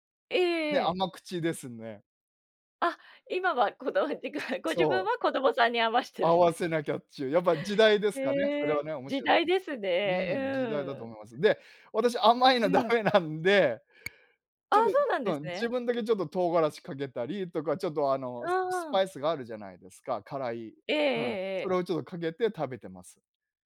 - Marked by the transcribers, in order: laughing while speaking: "こだわって が"; unintelligible speech; laughing while speaking: "ダメなんで"; other noise
- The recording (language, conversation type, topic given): Japanese, podcast, 子どもの頃、いちばん印象に残っている食べ物の思い出は何ですか？